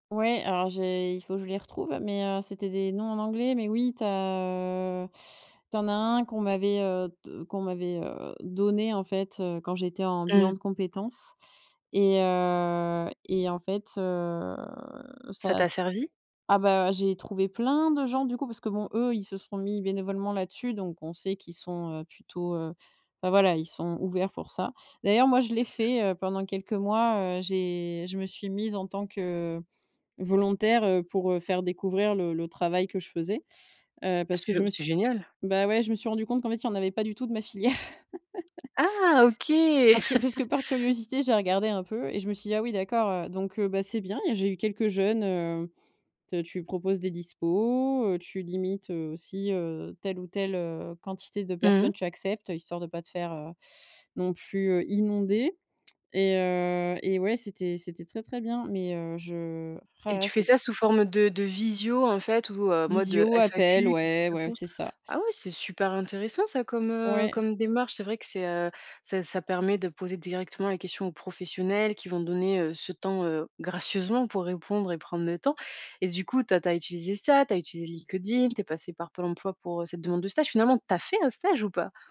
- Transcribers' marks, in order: drawn out: "heu"; unintelligible speech; laughing while speaking: "filière"; chuckle; chuckle
- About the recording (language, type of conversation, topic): French, podcast, Comment peut-on tester une idée de reconversion sans tout quitter ?